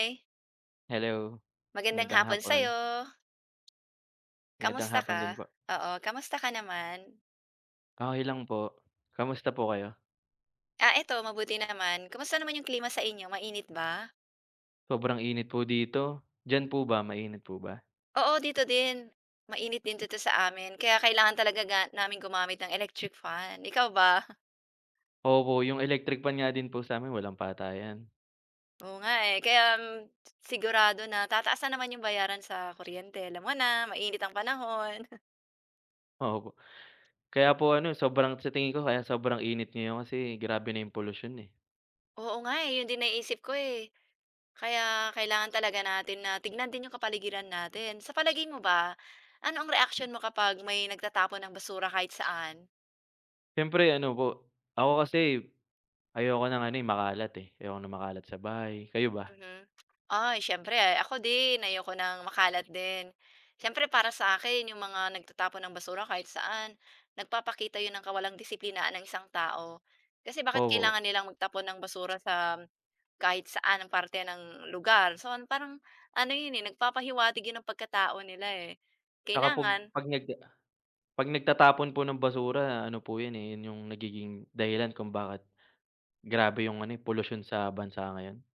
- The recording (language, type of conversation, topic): Filipino, unstructured, Ano ang reaksyon mo kapag may nakikita kang nagtatapon ng basura kung saan-saan?
- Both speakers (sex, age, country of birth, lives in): female, 40-44, Philippines, Philippines; male, 25-29, Philippines, Philippines
- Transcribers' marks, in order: tapping; snort; other background noise; other noise; "sam" said as "sa"